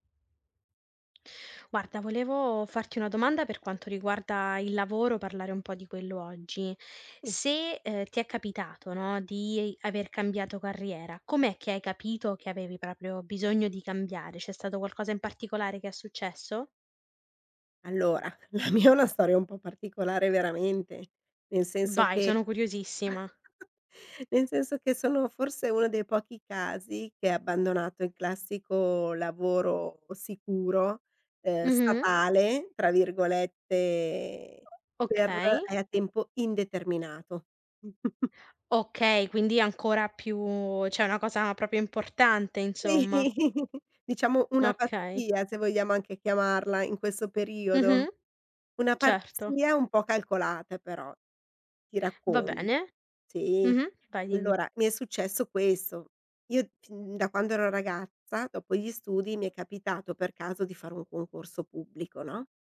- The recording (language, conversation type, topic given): Italian, podcast, Come hai capito che dovevi cambiare carriera?
- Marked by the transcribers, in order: laughing while speaking: "la mia"; chuckle; other background noise; chuckle; "cioè" said as "ceh"; "proprio" said as "propio"; laughing while speaking: "Si"; "pazzia" said as "parzia"; tapping